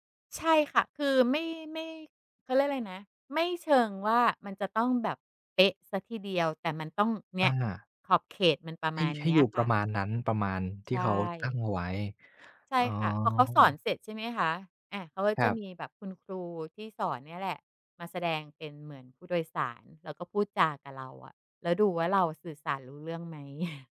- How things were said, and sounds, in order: chuckle
- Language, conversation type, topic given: Thai, podcast, ถ้าคุณต้องเลือกระหว่างความมั่นคงกับความท้าทาย คุณจะเลือกอะไร?